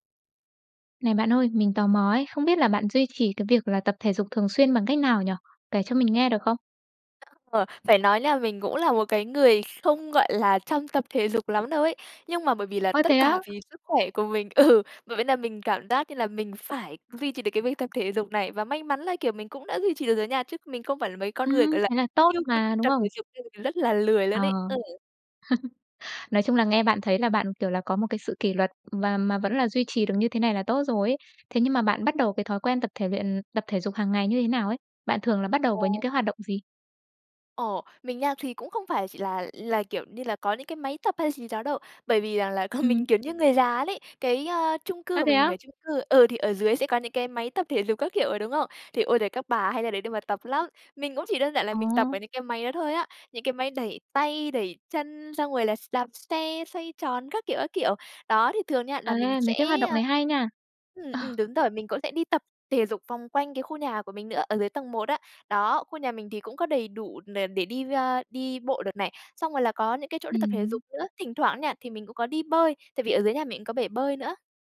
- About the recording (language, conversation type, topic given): Vietnamese, podcast, Bạn duy trì việc tập thể dục thường xuyên bằng cách nào?
- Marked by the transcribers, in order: tapping; unintelligible speech; other noise; laughing while speaking: "ừ"; chuckle; laughing while speaking: "còn"; laughing while speaking: "Ờ"